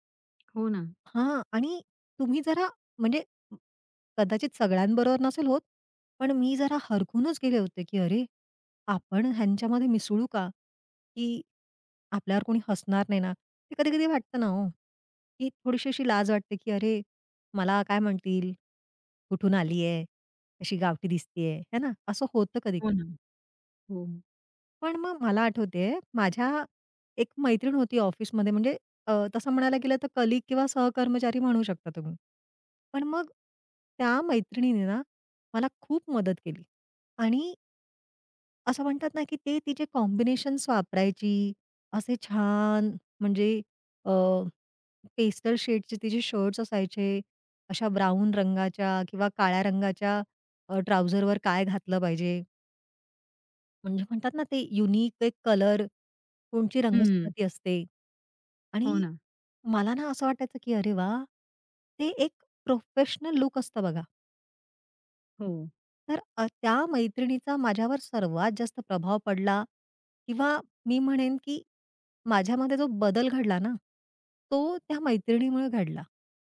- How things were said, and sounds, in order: tapping; other background noise; other noise; in English: "कलीग"; in English: "कॉम्बिनेशन्स"; in English: "पेस्टल"; in English: "ब्राउन"; in English: "ट्राउझरवर"; in English: "युनिक"
- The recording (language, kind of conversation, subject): Marathi, podcast, मित्रमंडळींपैकी कोणाचा पेहरावाचा ढंग तुला सर्वात जास्त प्रेरित करतो?